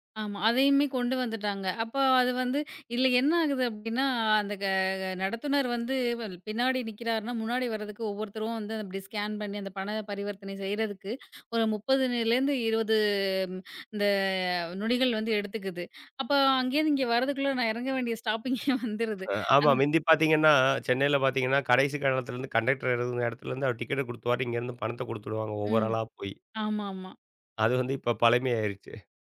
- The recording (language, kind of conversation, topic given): Tamil, podcast, பணத்தைப் பயன்படுத்தாமல் செய்யும் மின்னணு பணப்பரிமாற்றங்கள் உங்கள் நாளாந்த வாழ்க்கையின் ஒரு பகுதியாக எப்போது, எப்படித் தொடங்கின?
- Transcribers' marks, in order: in English: "ஸ்கேன்"; drawn out: "இருவது இந்த"; laughing while speaking: "நான் இறங்க வேண்டிய ஸ்டாப்பிங்கே வந்துருது"; in English: "ஸ்டாப்பிங்கே"; other background noise; unintelligible speech